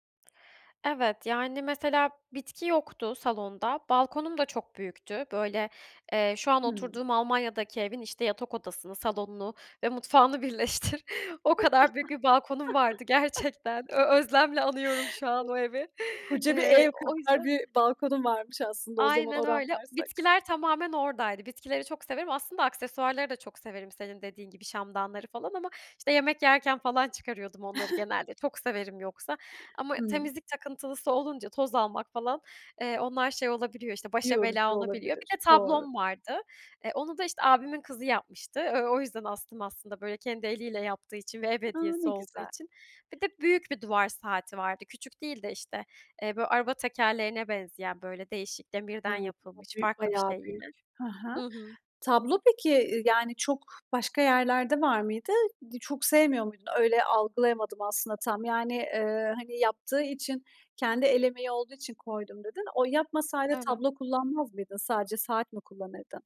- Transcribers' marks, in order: other background noise; laughing while speaking: "birleştir"; laugh; laughing while speaking: "gerçekten"; laughing while speaking: "evi"; tapping; chuckle
- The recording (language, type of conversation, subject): Turkish, podcast, Eşyaları düzenlerken hangi yöntemleri kullanırsın?
- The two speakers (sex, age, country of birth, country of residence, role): female, 25-29, Turkey, Germany, guest; female, 30-34, Turkey, Estonia, host